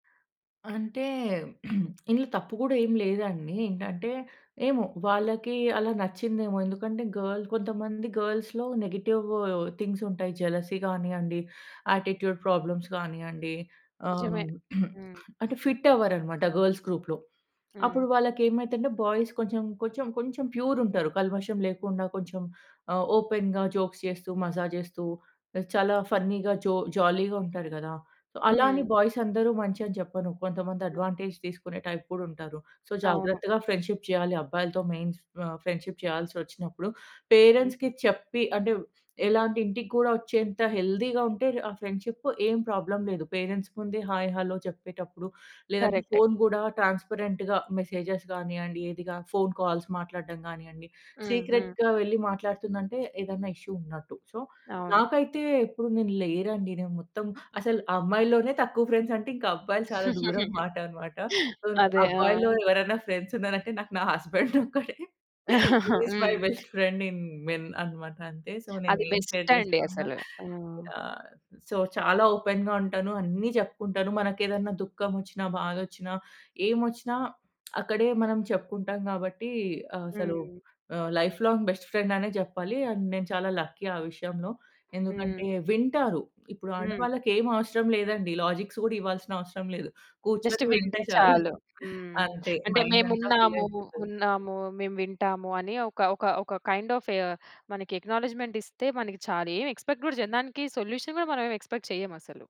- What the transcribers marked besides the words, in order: throat clearing; in English: "గర్ల్"; in English: "గర్ల్స్‌లో నెగెటివ్ థింగ్స్"; in English: "జెలసీ"; in English: "యాటిట్యూడ్ ప్రాబ్లమ్స్"; throat clearing; in English: "ఫిట్"; in English: "గర్ల్స్ గ్రూప్‌లో"; in English: "బాయ్స్"; in English: "ప్యూర్"; in English: "ఓపెన్‌గా జోక్స్"; in English: "ఫన్నీగా"; in English: "జాలీగా"; in English: "బాయ్స్"; in English: "అడ్వాంటేజ్"; in English: "టైప్"; in English: "సో"; other background noise; in English: "ఫ్రెండ్‌షిప్"; in English: "మెయిన్"; in English: "ఫ్రెండ్షిప్"; in English: "పేరెంట్స్‌కి"; in English: "హెల్తీగా"; in English: "ఫ్రెండ్షిప్"; in English: "ప్రాబ్లమ్"; in English: "పేరెంట్స్"; in English: "హాయ్, హలో"; in English: "ట్రాన్స్పరెంట్‌గా మెసేజెస్"; in English: "ఫోన్ కాల్స్"; in English: "సీక్రెట్‌గా"; in English: "ఇష్యూ"; in English: "సో"; in English: "ఫ్రెండ్స్"; giggle; in English: "సో"; in English: "ఫ్రెండ్స్"; giggle; in English: "హస్బండ్"; tapping; chuckle; in English: "హి ఈజ్ మై బెస్ట్ ఫ్రెండ్ ఇన్ మెన్"; in English: "బెస్ట్"; in English: "సో"; in English: "షేర్"; in English: "సో"; in English: "ఓపెన్‌గా"; in English: "లైఫ్ లాంగ్ బెస్ట్ ఫ్రెండ్"; in English: "అండ్"; in English: "లక్కీ"; in English: "లాజిక్స్"; in English: "జస్ట్"; giggle; in English: "మైండ్"; in English: "ఫుల్"; in English: "కైండ్ ఆఫ్"; in English: "అక్‌నాలెడ్జ్‌మెంట్"; in English: "ఎక్స్‌పెక్ట్"; in English: "సొల్యూషన్"; in English: "ఎక్స్‌పెక్ట్"
- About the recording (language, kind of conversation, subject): Telugu, podcast, నిజమైన స్నేహితత్వం అంటే మీకు ఏమిటి?